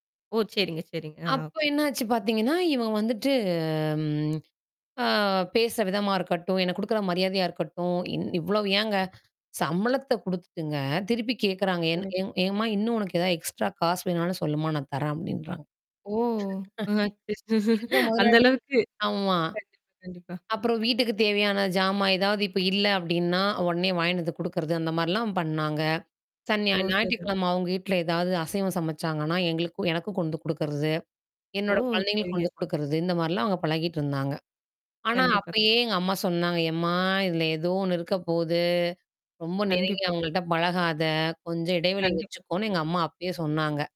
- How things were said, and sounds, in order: drawn out: "வந்துட்டு"; tapping; in English: "எக்ஸ்ட்ரா"; drawn out: "ஓ!"; laughing while speaking: "அ அச்ச அந்த அளவுக்கு"; other background noise; chuckle; distorted speech; horn
- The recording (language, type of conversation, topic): Tamil, podcast, உண்மையைச் சொன்ன பிறகு நீங்கள் எப்போதாவது வருந்தியுள்ளீர்களா?